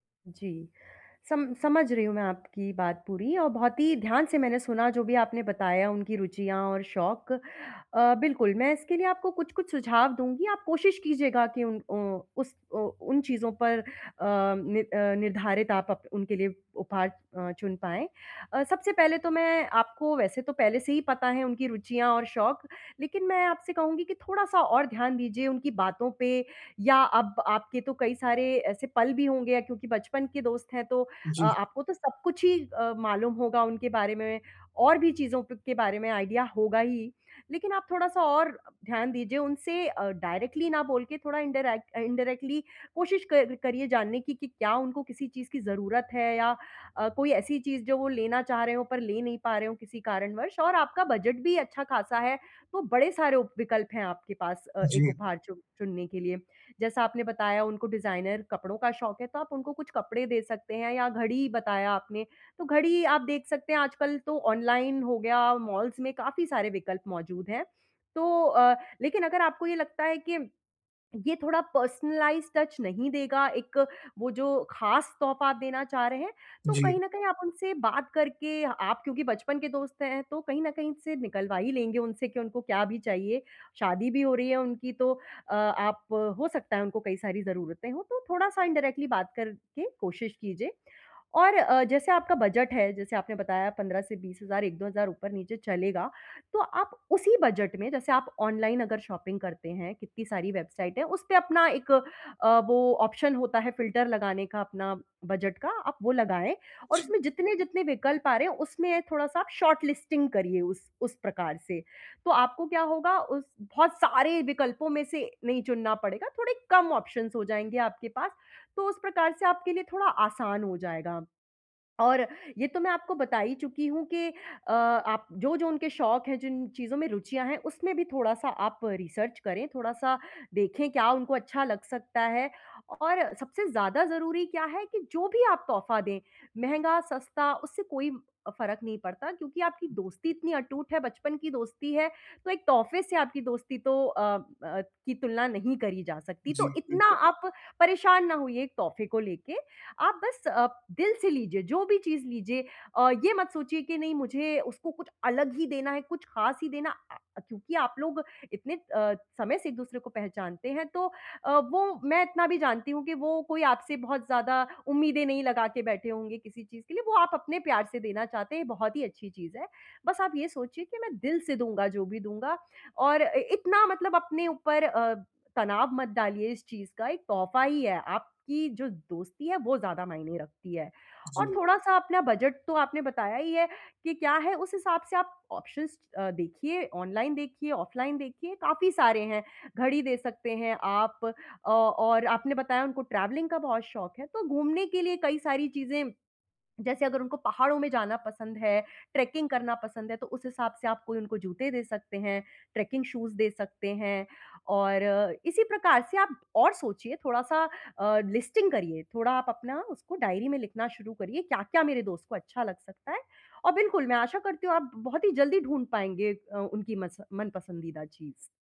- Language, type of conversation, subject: Hindi, advice, उपहार के लिए सही विचार कैसे चुनें?
- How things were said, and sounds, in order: other background noise; in English: "आइडिया"; in English: "डायरेक्टली"; in English: "इंडायरेक्टली"; in English: "डिज़ाइनर"; in English: "पर्सनलाइज़्ड टच"; in English: "इंडायरेक्टली"; in English: "शॉपिंग"; in English: "ऑप्शन"; in English: "शॉर्टलिस्टिंग"; in English: "ऑप्शंस"; in English: "रिसर्च"; other noise; in English: "ऑप्शंस"; in English: "ट्रैवलिंग"; in English: "ट्रैकिंग"; in English: "ट्रैकिंग शूज़"; in English: "लिस्टिंग"